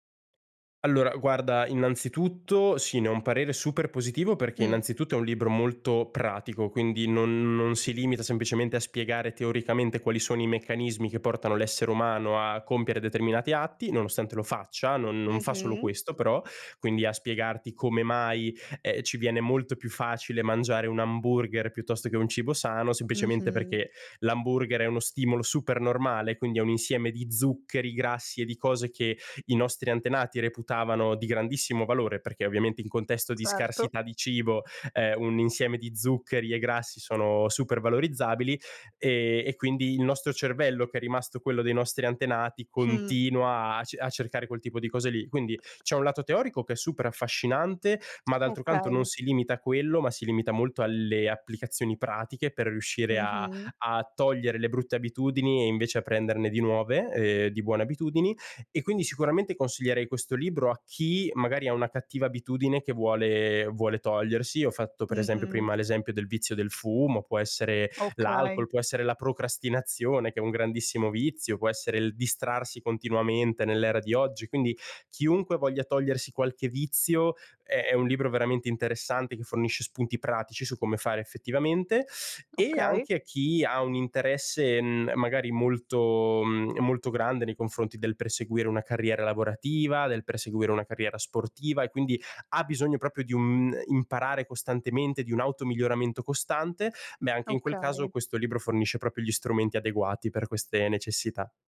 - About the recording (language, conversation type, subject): Italian, podcast, Qual è un libro che ti ha aperto gli occhi?
- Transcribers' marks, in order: other background noise; "proprio" said as "propio"